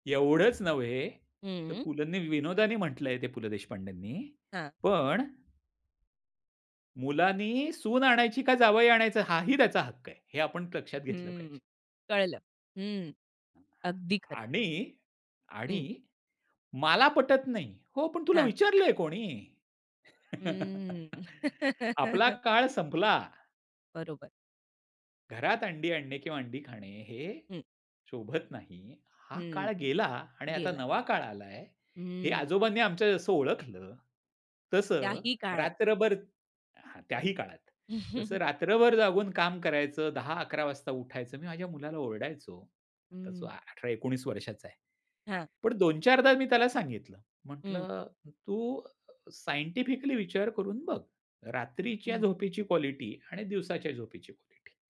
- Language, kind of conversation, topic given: Marathi, podcast, तुमच्या पिढीकडून तुम्हाला मिळालेली सर्वात मोठी शिकवण काय आहे?
- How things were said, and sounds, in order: chuckle; other background noise; chuckle; tapping